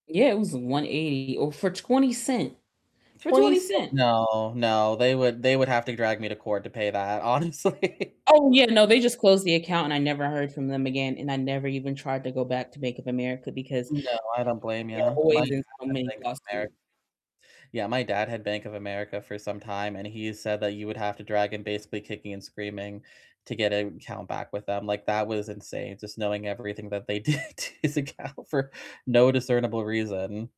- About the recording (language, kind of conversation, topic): English, unstructured, What do you think makes people overspend even when they know better?
- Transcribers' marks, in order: distorted speech; laughing while speaking: "honestly"; laughing while speaking: "did to his account"